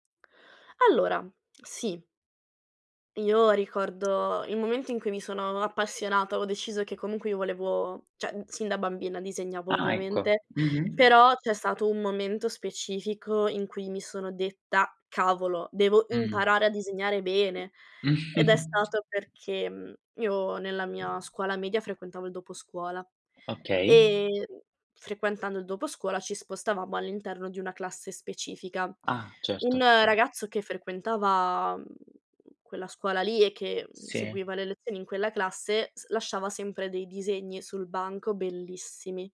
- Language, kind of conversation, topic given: Italian, podcast, Quale consiglio pratico daresti a chi vuole cominciare domani?
- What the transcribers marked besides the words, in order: other background noise; "cioè" said as "ceh"; tapping; chuckle